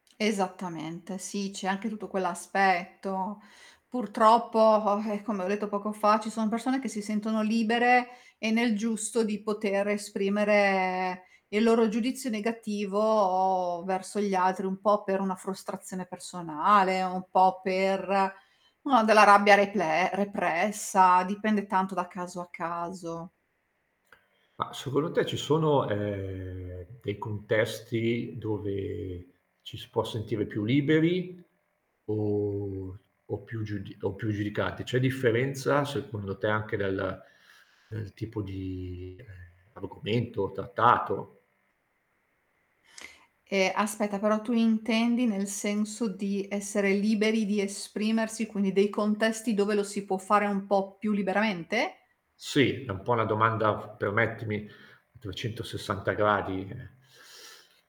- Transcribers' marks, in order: static; "vabbè" said as "vae"; drawn out: "esprimere"; drawn out: "negativo"
- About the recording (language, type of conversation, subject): Italian, podcast, Come affronti la paura di essere giudicato quando condividi qualcosa?